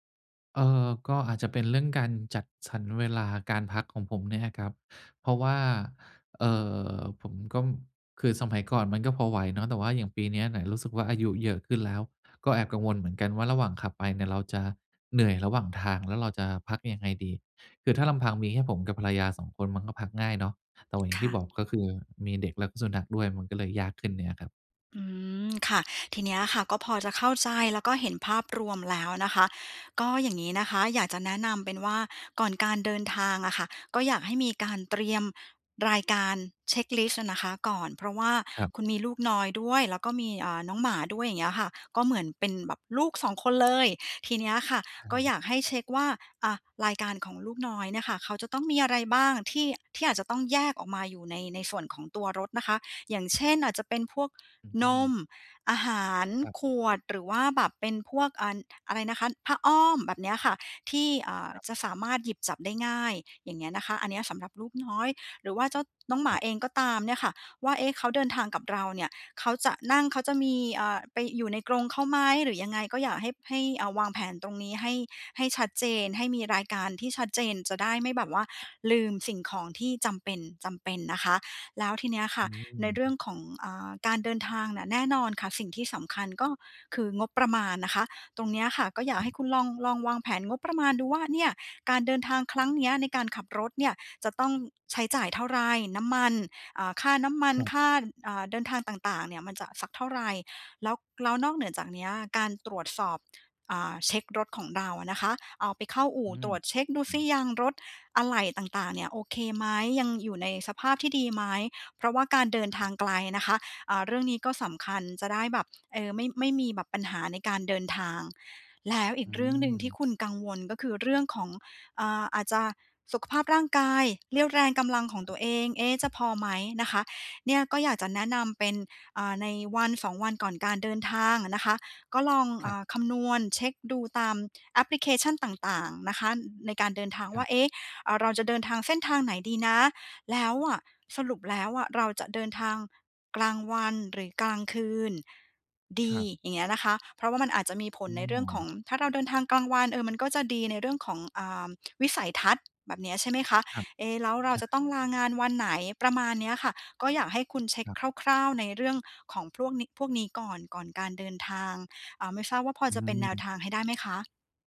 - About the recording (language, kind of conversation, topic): Thai, advice, ควรเตรียมตัวอย่างไรเพื่อลดความกังวลเมื่อต้องเดินทางไปต่างจังหวัด?
- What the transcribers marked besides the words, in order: lip smack; other background noise; unintelligible speech